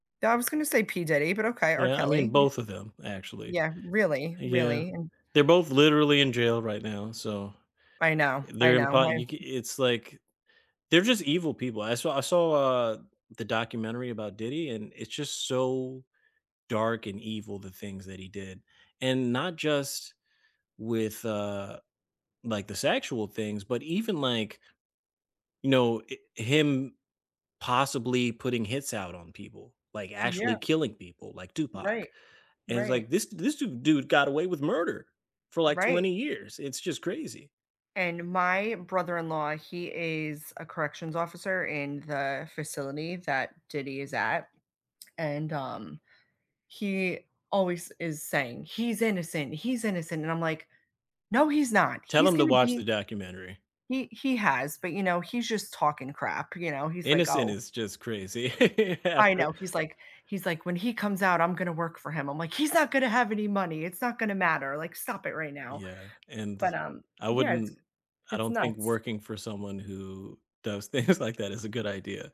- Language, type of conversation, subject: English, unstructured, How have my tastes in movies, music, and TV shows changed over time?
- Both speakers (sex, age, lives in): female, 35-39, United States; male, 35-39, United States
- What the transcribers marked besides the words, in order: other noise; tapping; laugh; laughing while speaking: "things like"